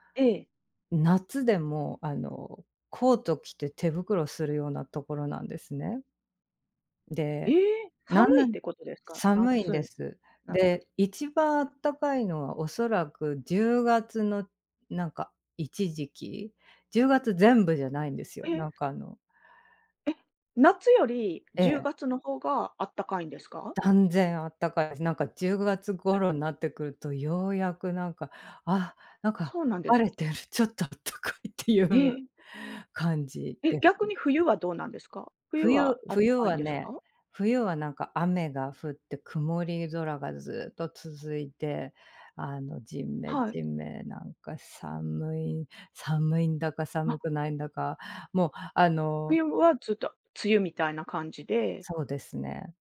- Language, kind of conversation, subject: Japanese, podcast, 街中の小さな自然にふれると、気持ちは本当に落ち着きますか？その理由は何ですか？
- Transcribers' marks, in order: laughing while speaking: "ちょっとあったかい"